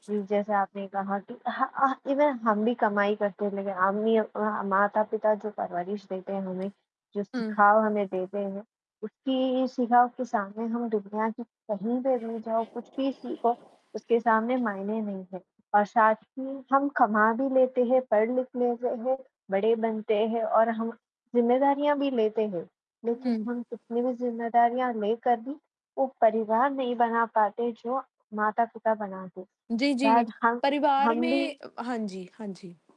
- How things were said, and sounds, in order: static; in English: "इवन"
- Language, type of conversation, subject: Hindi, unstructured, आपके लिए परिवार का क्या मतलब है?
- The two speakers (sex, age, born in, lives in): female, 20-24, India, India; female, 25-29, India, India